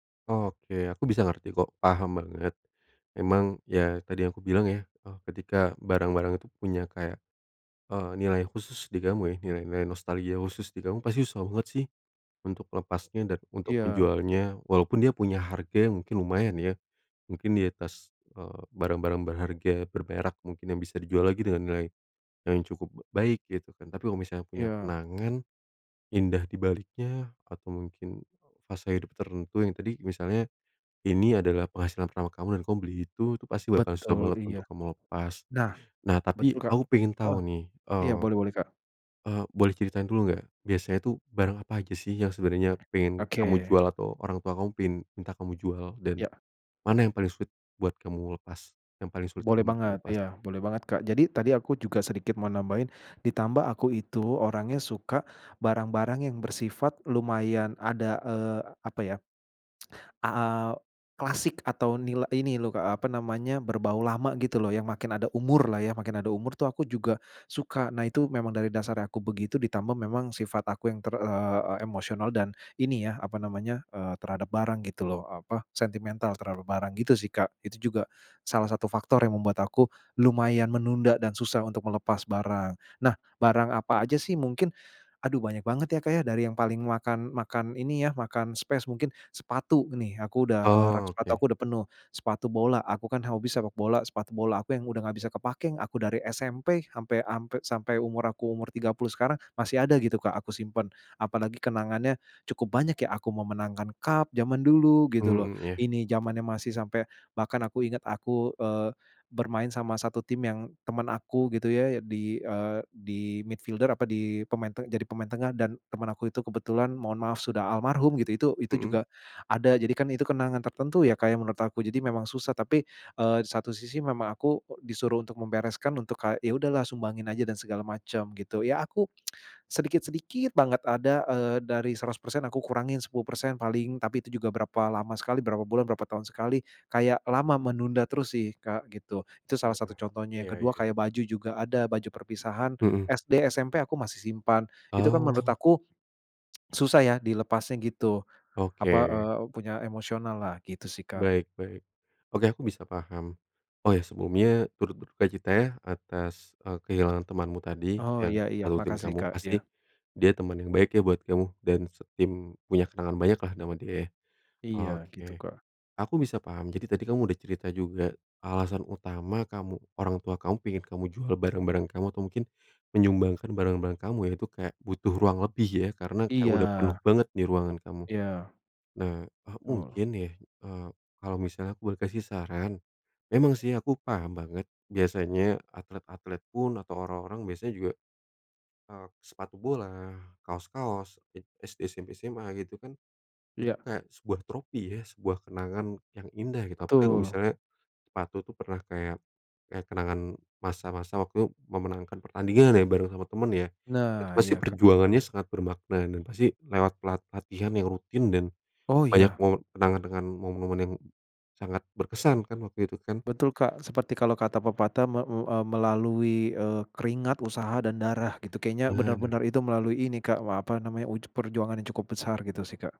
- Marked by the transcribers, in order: other background noise; tsk; in English: "space"; in English: "cup"; in English: "midfielder"; tsk; tsk
- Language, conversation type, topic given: Indonesian, advice, Mengapa saya merasa emosional saat menjual barang bekas dan terus menundanya?